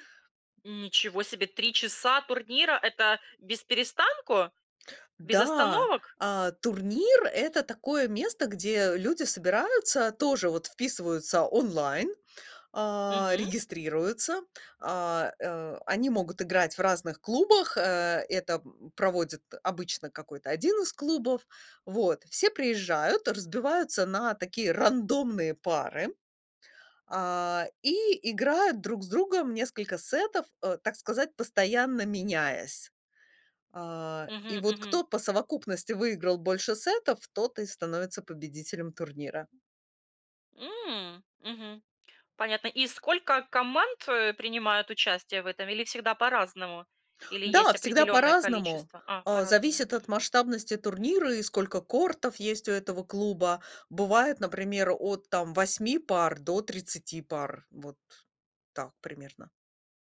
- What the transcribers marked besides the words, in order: tapping
- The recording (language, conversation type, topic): Russian, podcast, Почему тебе нравится твоё любимое хобби?